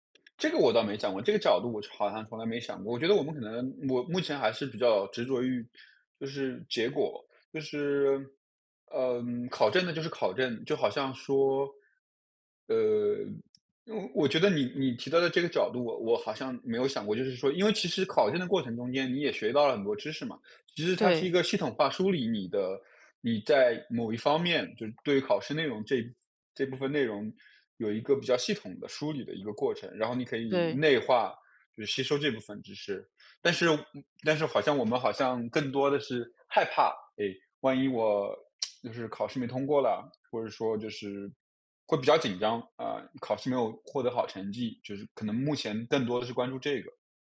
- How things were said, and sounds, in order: lip smack
- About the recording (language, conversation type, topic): Chinese, advice, 我怎样放下完美主义，让作品开始顺畅推进而不再卡住？